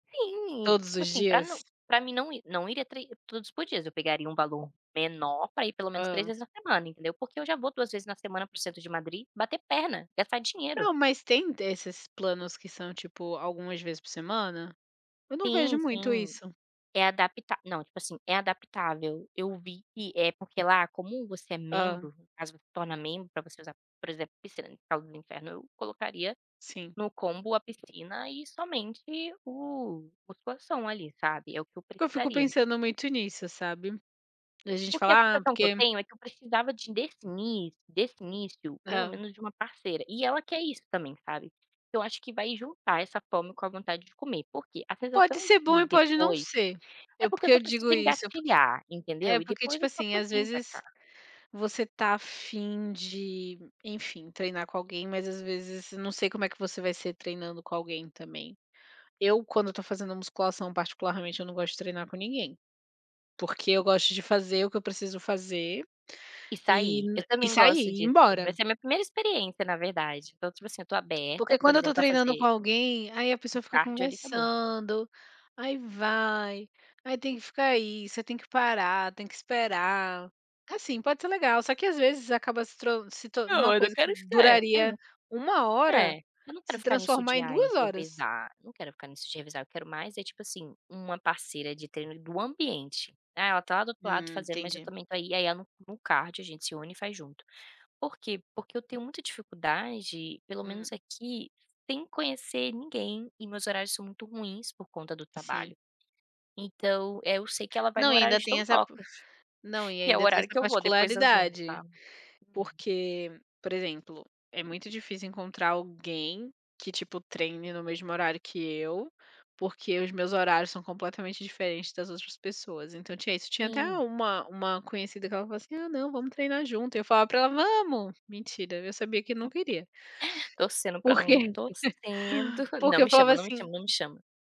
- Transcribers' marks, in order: tapping; unintelligible speech; unintelligible speech; other background noise; chuckle; chuckle
- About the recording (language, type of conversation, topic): Portuguese, unstructured, Qual é a sensação depois de um bom treino?